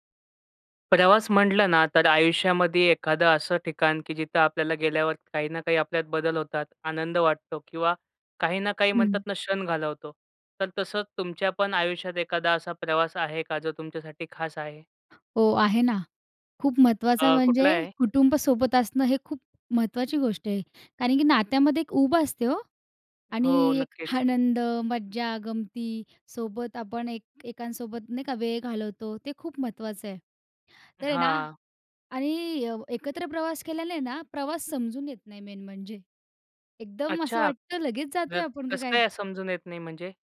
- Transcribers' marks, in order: laughing while speaking: "आनंद"; in English: "मेन"
- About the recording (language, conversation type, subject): Marathi, podcast, एकत्र प्रवास करतानाच्या आठवणी तुमच्यासाठी का खास असतात?